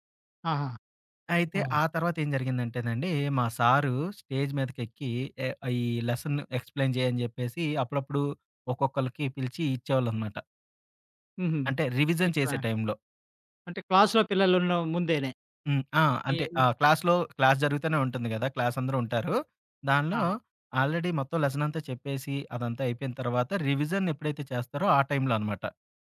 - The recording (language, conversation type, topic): Telugu, podcast, ఆత్మవిశ్వాసం తగ్గినప్పుడు దానిని మళ్లీ ఎలా పెంచుకుంటారు?
- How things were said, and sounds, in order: in English: "స్టేజ్"; in English: "లెసన్‌ని ఎక్స్‌ప్లెయిన్"; in English: "రివిజన్"; in English: "క్లాస్‌లో"; tapping; other background noise; in English: "క్లాస్‌లో, క్లాస్"; in English: "ఆల్రెడీ"; in English: "లెసన్"; in English: "రివిజన్"